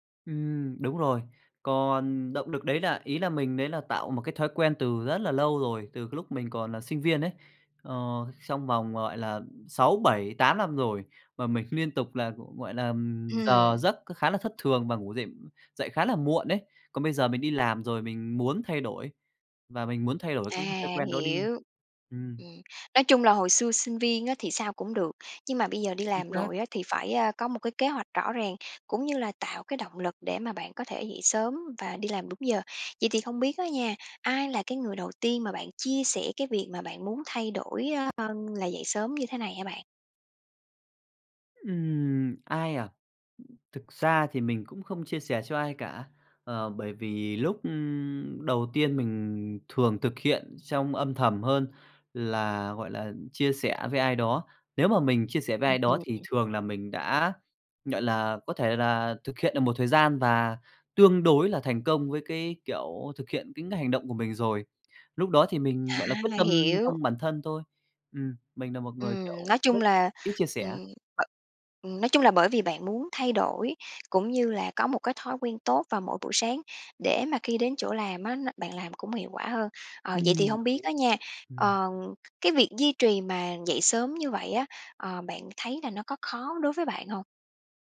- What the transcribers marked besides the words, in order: tapping; "gọi" said as "nhọi"; other background noise
- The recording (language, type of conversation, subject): Vietnamese, podcast, Bạn làm thế nào để duy trì động lực lâu dài khi muốn thay đổi?